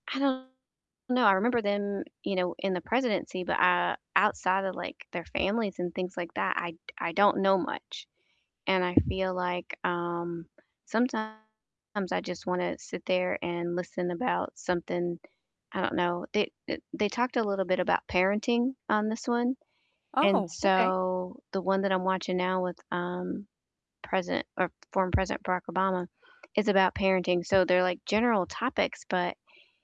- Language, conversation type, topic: English, unstructured, Which under-the-radar podcasts are you excited to binge this month, and why should I try them?
- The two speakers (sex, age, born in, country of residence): female, 30-34, United States, United States; female, 50-54, United States, United States
- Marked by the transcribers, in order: distorted speech; other background noise